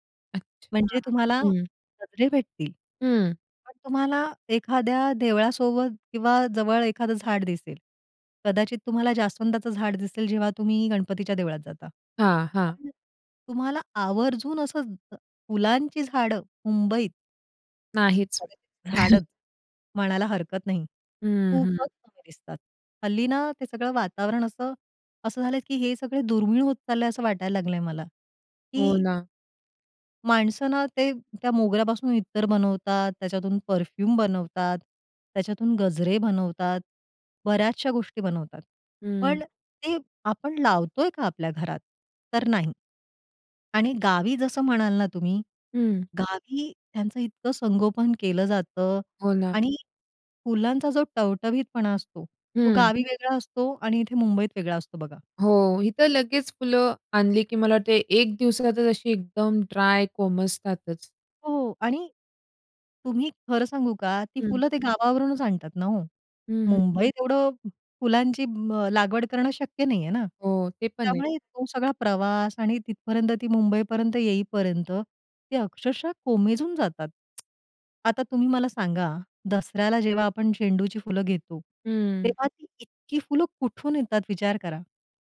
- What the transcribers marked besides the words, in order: tapping; other background noise; unintelligible speech; chuckle; other noise
- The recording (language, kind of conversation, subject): Marathi, podcast, वसंताचा सुवास आणि फुलं तुला कशी भावतात?